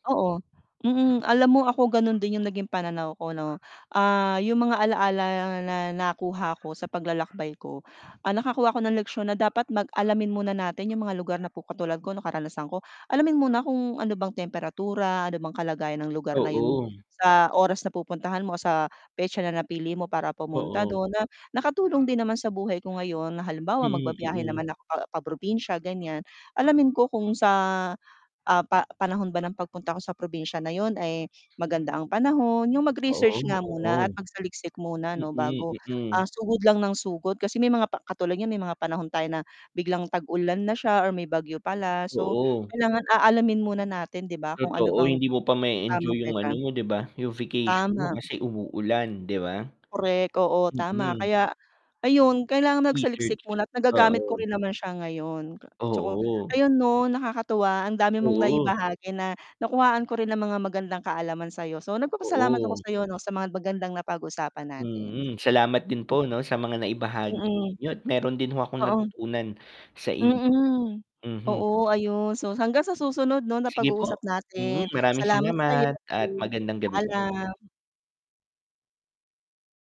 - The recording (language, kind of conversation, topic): Filipino, unstructured, Ano ang paborito mong alaala sa isang paglalakbay?
- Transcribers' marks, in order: static; other background noise; distorted speech; tongue click; tapping